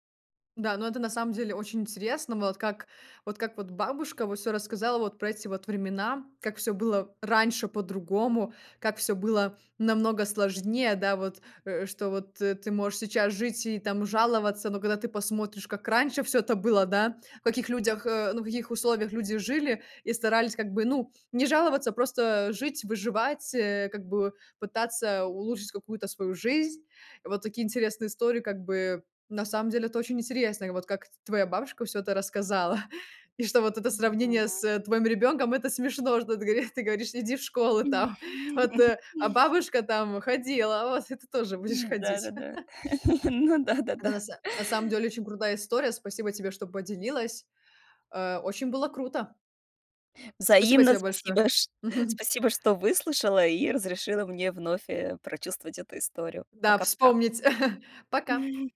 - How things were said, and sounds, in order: chuckle; chuckle; other background noise; chuckle; laughing while speaking: "Мгм"; chuckle
- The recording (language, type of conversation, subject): Russian, podcast, Какие семейные истории передаются из уст в уста?